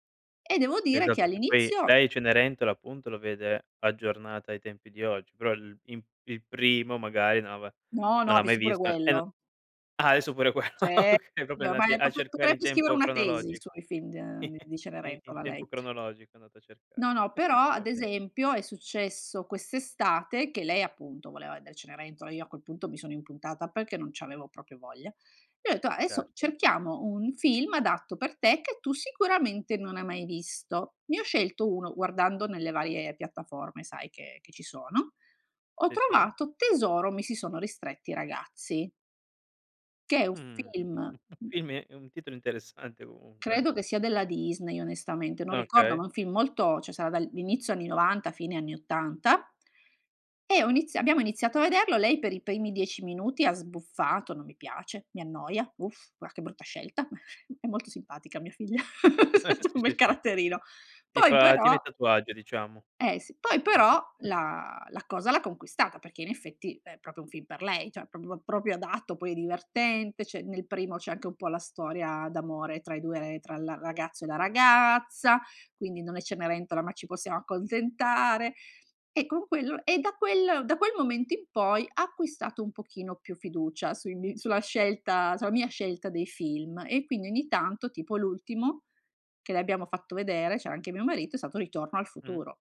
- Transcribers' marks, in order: "l'avea" said as "aveva"; chuckle; laughing while speaking: "okay"; "proprio" said as "propio"; giggle; other background noise; chuckle; chuckle; chuckle; laugh; laughing while speaking: "c'ha un bel caratterino"; tapping; unintelligible speech; "propo" said as "proprio"
- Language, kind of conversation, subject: Italian, podcast, Raccontami una routine serale che ti aiuta a rilassarti davvero?
- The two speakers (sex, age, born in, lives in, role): female, 45-49, Italy, Italy, guest; male, 25-29, Italy, Italy, host